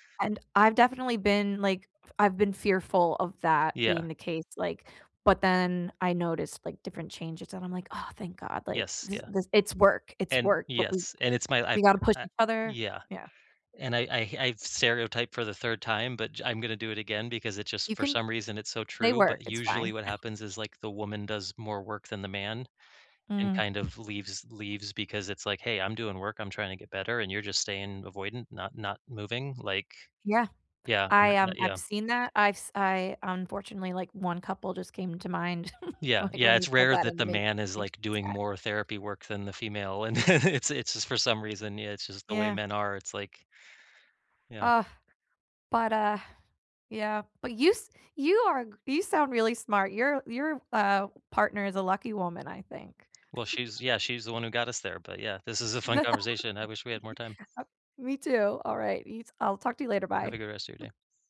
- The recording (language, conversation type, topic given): English, unstructured, What role does communication play in romance?
- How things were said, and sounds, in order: chuckle; other background noise; chuckle; laughing while speaking: "like"; laugh; tapping; giggle; laugh; chuckle